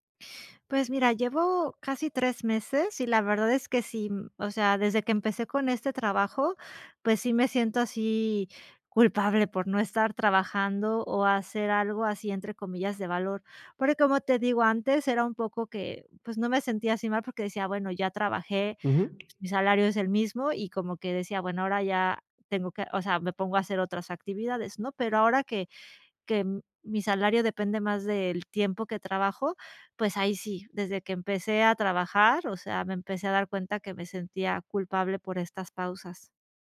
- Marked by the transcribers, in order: none
- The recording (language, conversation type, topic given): Spanish, advice, ¿Cómo puedo tomarme pausas de ocio sin sentir culpa ni juzgarme?